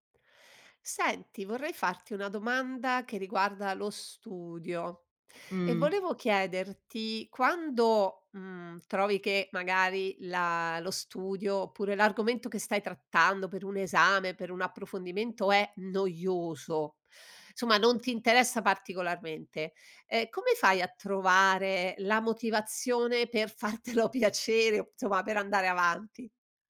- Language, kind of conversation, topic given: Italian, podcast, Come fai a trovare la motivazione quando studiare ti annoia?
- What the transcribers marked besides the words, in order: laughing while speaking: "fartelo"; "insomma" said as "soma"